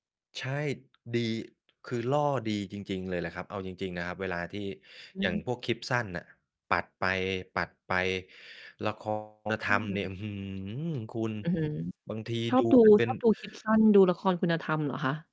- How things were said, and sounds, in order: distorted speech
- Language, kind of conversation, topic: Thai, podcast, คุณมีเทคนิคอะไรบ้างที่จะเลิกเล่นโทรศัพท์มือถือดึกๆ?